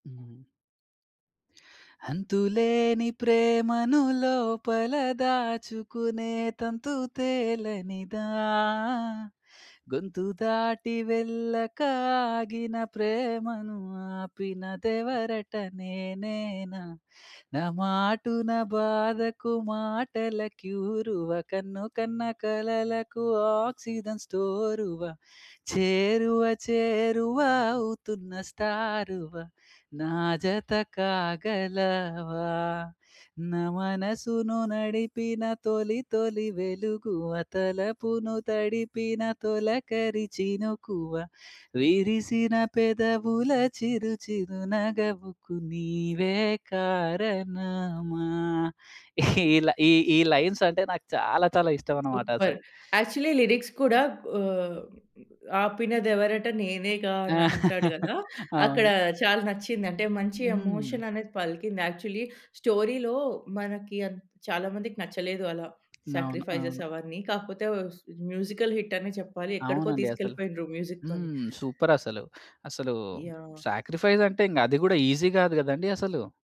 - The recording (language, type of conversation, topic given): Telugu, podcast, ఏదైనా పాట మీ జీవితాన్ని మార్చిందా?
- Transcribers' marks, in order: other background noise; singing: "అంతులేని ప్రేమను లోపల దాచుకునే తంతు … చిరునగవుకు నీవే కారణమా"; singing: "తేలనిదా"; in English: "ఆక్సిజన్"; chuckle; tapping; in English: "సూపర్! యాక్చువ‌ల్లీ లిరిక్స్"; laugh; in English: "యాక్చువ‌ల్లీ స్టోరీ‌లో"; in English: "సాక్రిఫైస్స్"; in English: "మ్యూజికల్ హిట్"; in English: "మ్యూజిక్‌తోని"; in English: "సాక్రిఫైస్"; in English: "ఈజి"